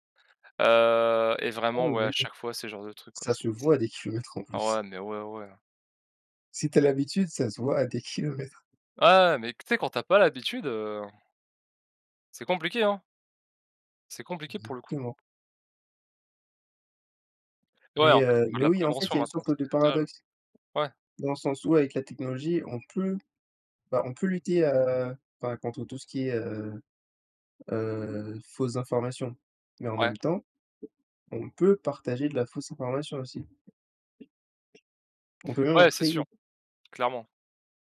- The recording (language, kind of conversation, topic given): French, unstructured, Comment la technologie peut-elle aider à combattre les fausses informations ?
- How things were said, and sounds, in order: tapping; unintelligible speech; other background noise